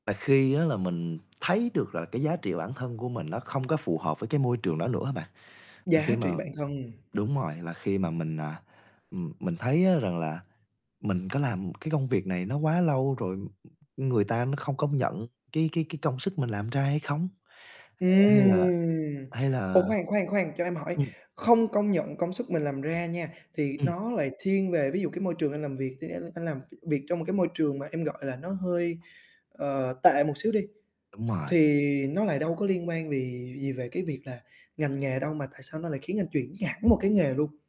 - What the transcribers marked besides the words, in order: drawn out: "Ừm"; tapping
- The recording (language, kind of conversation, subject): Vietnamese, podcast, Bạn đã đưa ra quyết định chuyển nghề như thế nào?